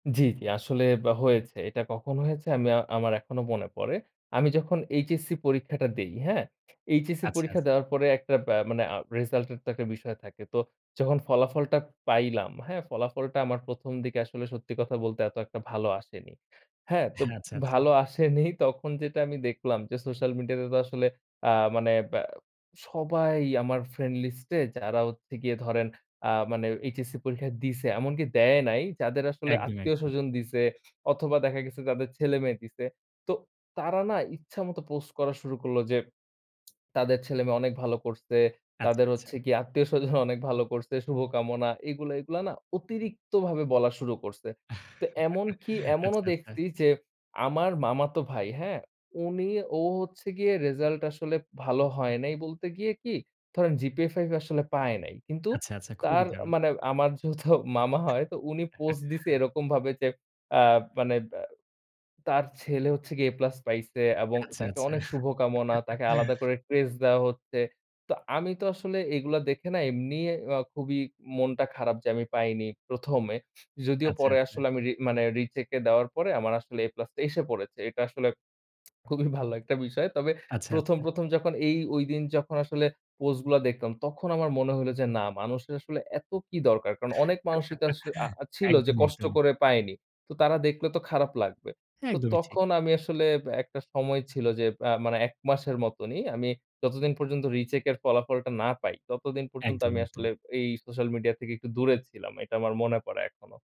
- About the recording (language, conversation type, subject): Bengali, podcast, সোশ্যাল মিডিয়ায় লোক দেখানোর প্রবণতা কীভাবে সম্পর্ককে প্রভাবিত করে?
- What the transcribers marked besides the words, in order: lip smack; giggle; laugh; tapping; laugh; giggle; lip smack; giggle; in English: "রিচেক"